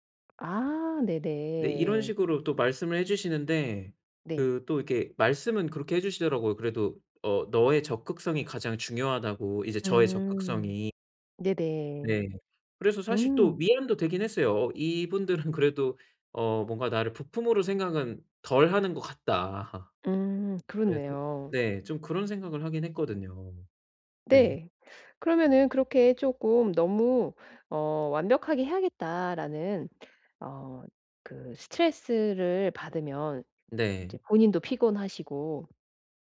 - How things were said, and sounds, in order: other background noise; anticipating: "아"; laughing while speaking: "같다"; teeth sucking
- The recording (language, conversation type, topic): Korean, advice, 새로운 활동을 시작하는 것이 두려울 때 어떻게 하면 좋을까요?